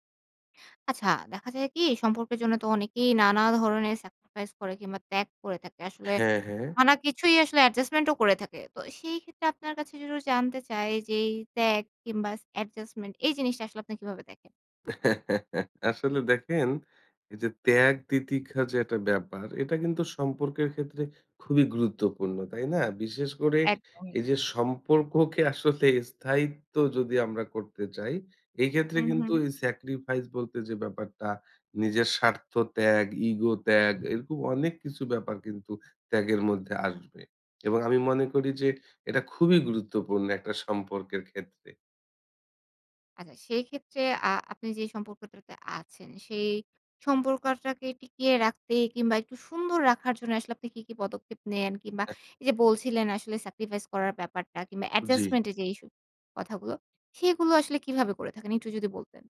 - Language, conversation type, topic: Bengali, podcast, সম্পর্কের জন্য আপনি কতটা ত্যাগ করতে প্রস্তুত?
- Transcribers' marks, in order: laugh